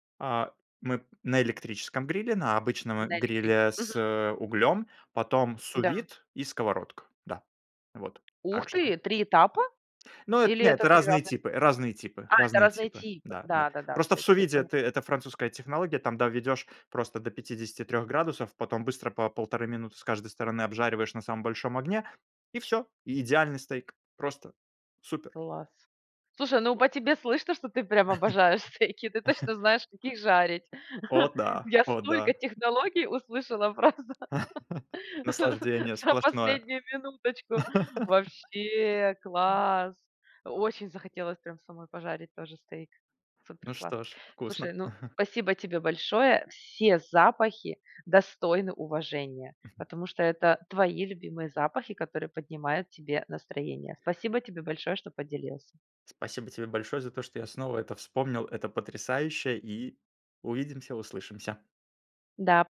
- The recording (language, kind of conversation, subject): Russian, podcast, Какой запах мгновенно поднимает тебе настроение?
- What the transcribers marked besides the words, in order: tapping; laugh; other background noise; laugh; chuckle; laughing while speaking: "просто"; laugh; laugh; laugh; chuckle